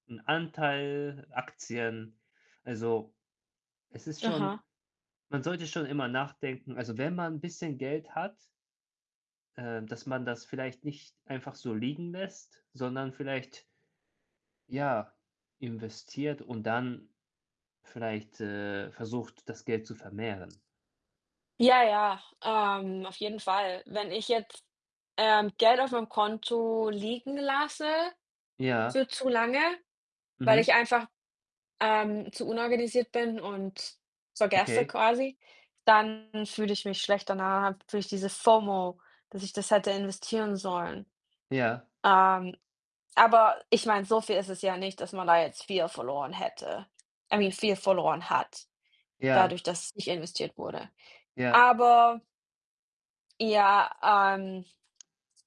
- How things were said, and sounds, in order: other background noise; distorted speech; in English: "FOMO"; in English: "I mean"
- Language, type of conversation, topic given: German, unstructured, Wie planst du größere Anschaffungen?